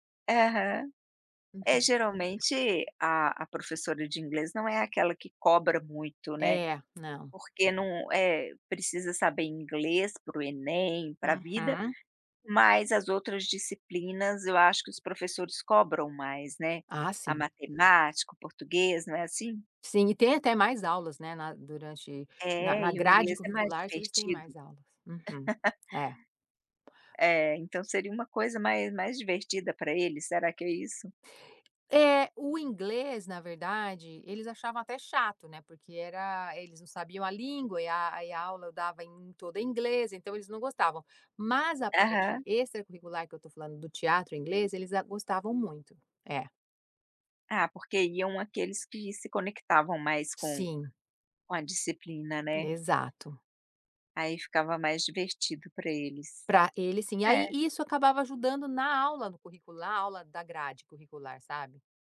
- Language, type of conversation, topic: Portuguese, podcast, O que te dá orgulho na sua profissão?
- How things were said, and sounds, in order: tapping; laugh; other background noise